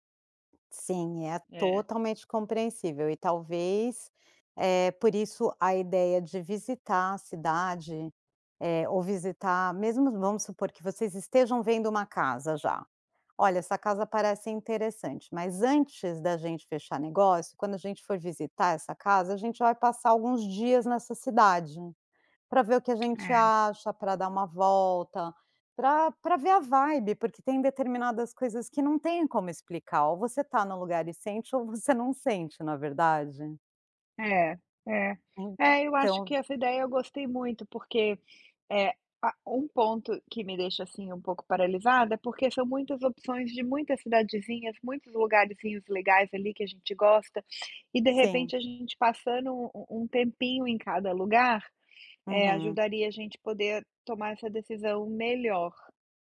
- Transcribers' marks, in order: tapping; in English: "vibe"
- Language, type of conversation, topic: Portuguese, advice, Como posso começar a decidir uma escolha de vida importante quando tenho opções demais e fico paralisado?